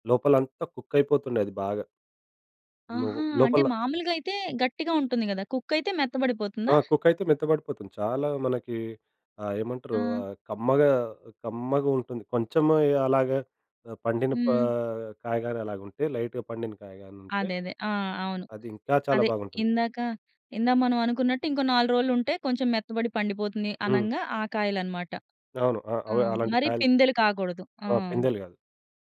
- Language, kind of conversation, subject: Telugu, podcast, మీ బాల్యంలో జరిగిన ఏ చిన్న అనుభవం ఇప్పుడు మీకు ఎందుకు ప్రత్యేకంగా అనిపిస్తుందో చెప్పగలరా?
- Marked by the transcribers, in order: in English: "కుక్"; in English: "లైట్‌గా"